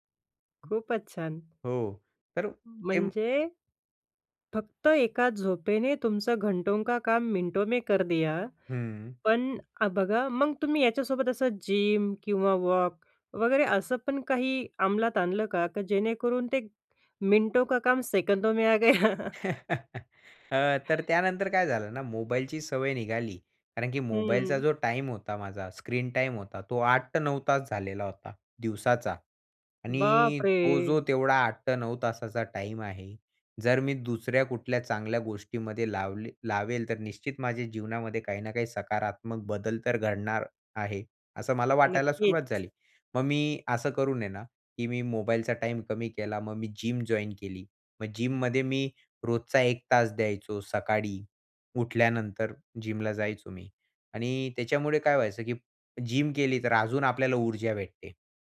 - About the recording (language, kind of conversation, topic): Marathi, podcast, सकाळी ऊर्जा वाढवण्यासाठी तुमची दिनचर्या काय आहे?
- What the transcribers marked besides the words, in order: other background noise; in Hindi: "घंटों का काम मिनटों में कर दिया"; tapping; in English: "जिम"; in Hindi: "मिटों का काम सेकंडों में आ गया?"; laughing while speaking: "आ गया?"; chuckle; in English: "स्क्रीन टाईम"; surprised: "बापरे!"; in English: "जिम जॉइन"; in English: "जिममध्ये"; in English: "जिमला"; in English: "जिम"